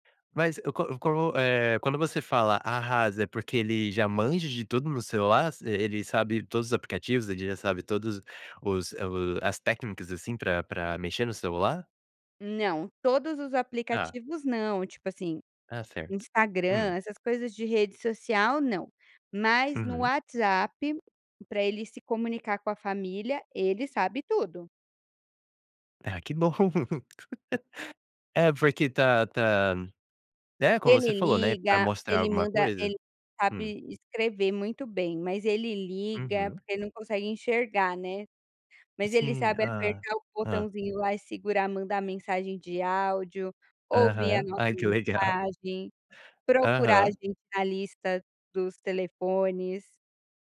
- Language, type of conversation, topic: Portuguese, podcast, Como cada geração na sua família usa as redes sociais e a tecnologia?
- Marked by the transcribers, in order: laugh